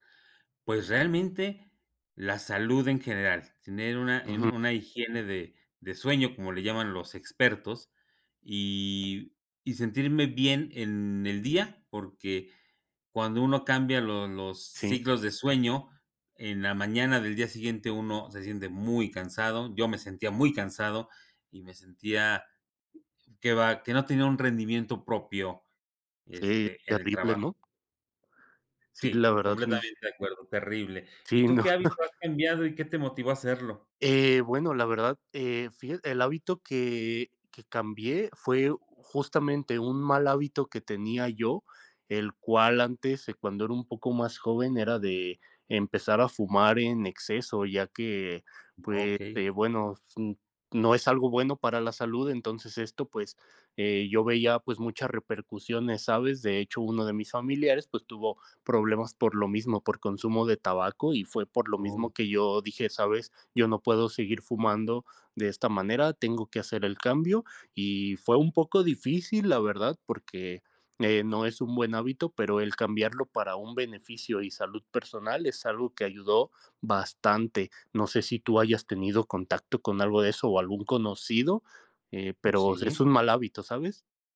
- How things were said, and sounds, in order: none
- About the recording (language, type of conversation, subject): Spanish, unstructured, ¿Alguna vez cambiaste un hábito y te sorprendieron los resultados?
- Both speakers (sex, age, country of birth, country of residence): male, 30-34, Mexico, Mexico; male, 55-59, Mexico, Mexico